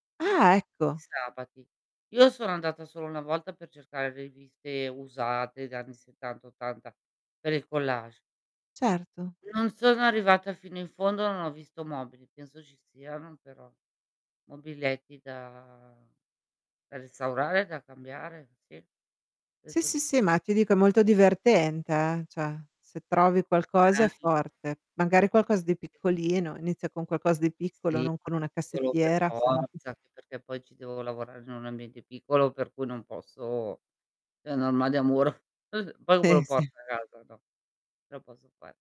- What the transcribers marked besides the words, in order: static; distorted speech; other background noise; "Cioè" said as "ceh"; unintelligible speech; unintelligible speech; chuckle; chuckle
- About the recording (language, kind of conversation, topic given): Italian, unstructured, Hai mai smesso di praticare un hobby perché ti annoiavi?